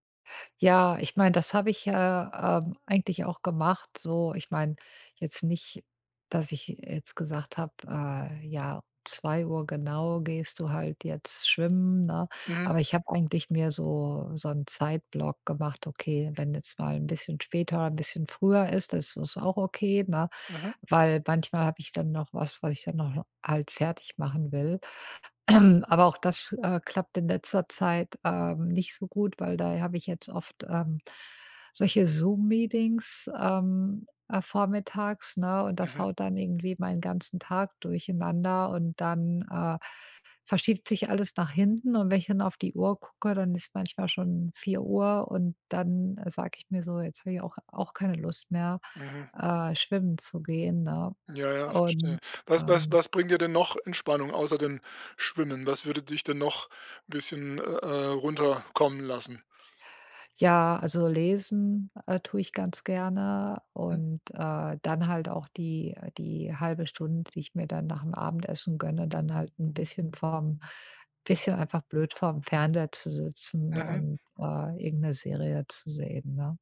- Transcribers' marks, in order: throat clearing
- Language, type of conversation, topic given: German, advice, Wie kann ich zuhause besser entspannen und vom Stress abschalten?